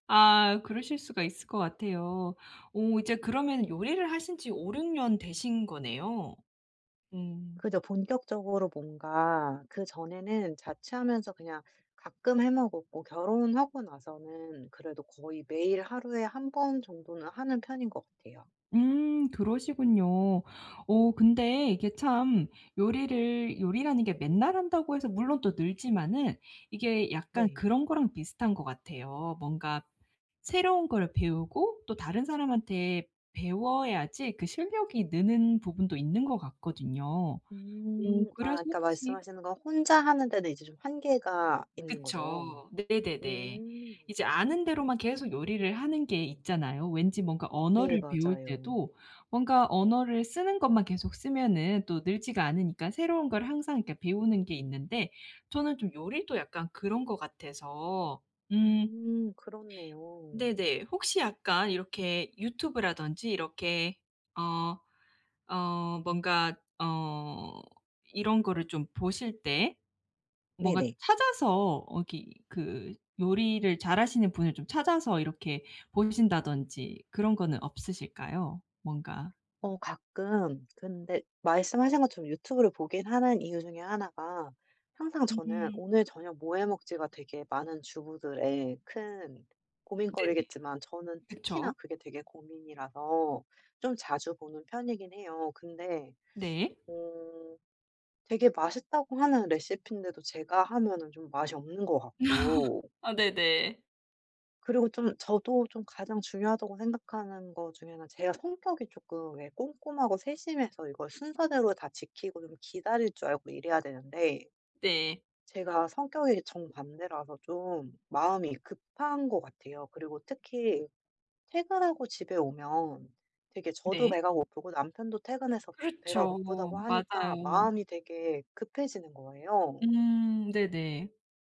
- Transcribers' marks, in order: other background noise; tapping; in English: "레시피인데도"; laugh
- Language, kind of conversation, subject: Korean, advice, 요리에 자신감을 키우려면 어떤 작은 습관부터 시작하면 좋을까요?